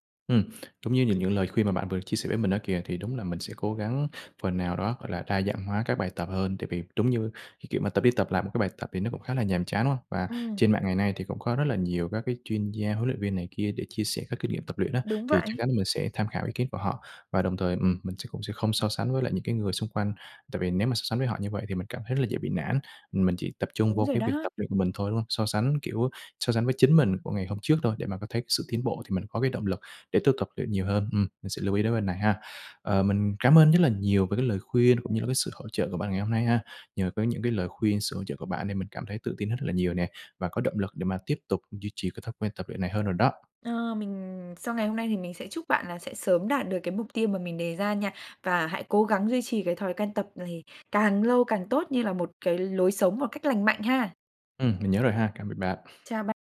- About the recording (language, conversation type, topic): Vietnamese, advice, Làm thế nào để duy trì thói quen tập luyện lâu dài khi tôi hay bỏ giữa chừng?
- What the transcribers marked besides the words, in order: tapping; "tạm" said as "cạm"